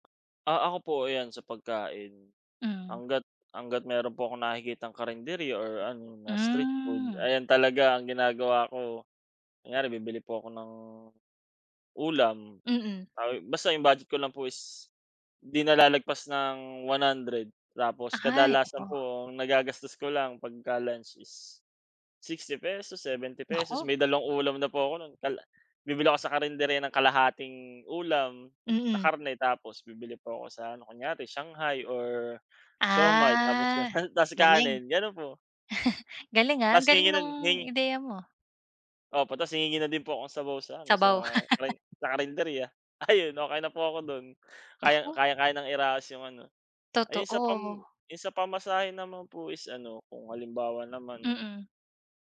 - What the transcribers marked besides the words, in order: other background noise; tapping; laugh; laugh; fan
- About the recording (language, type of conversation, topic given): Filipino, unstructured, Paano mo pinaplano at sinusunod ang badyet ng pera mo araw-araw?